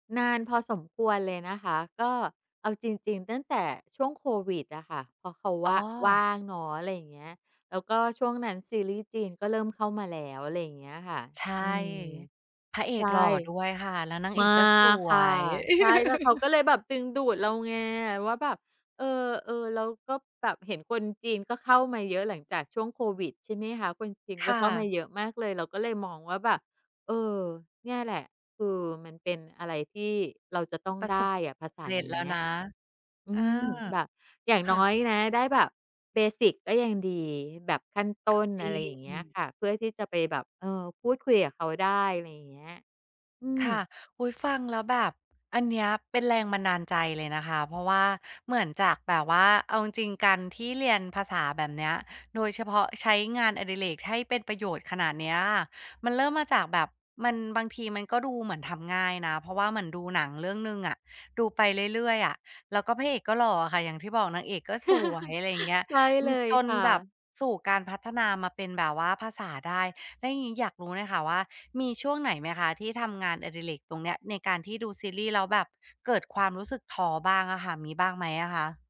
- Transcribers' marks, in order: laugh; in English: "เบสิก"; other background noise; chuckle
- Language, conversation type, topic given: Thai, podcast, งานอดิเรกอะไรที่ทำแล้วทำให้คุณรู้สึกว่าใช้เวลาได้คุ้มค่ามากที่สุด?